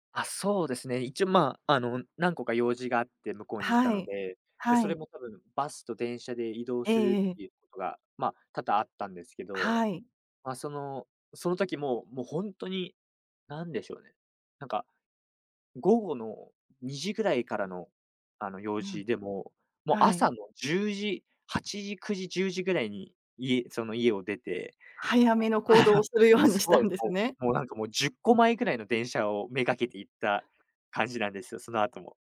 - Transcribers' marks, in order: chuckle
- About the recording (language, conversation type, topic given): Japanese, podcast, 一番忘れられない旅の出来事は何ですか？